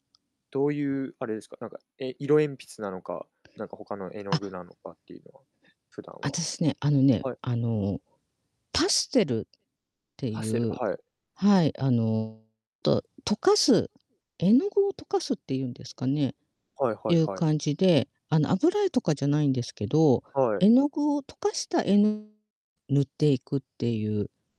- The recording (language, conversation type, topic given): Japanese, unstructured, 挑戦してみたい新しい趣味はありますか？
- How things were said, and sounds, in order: distorted speech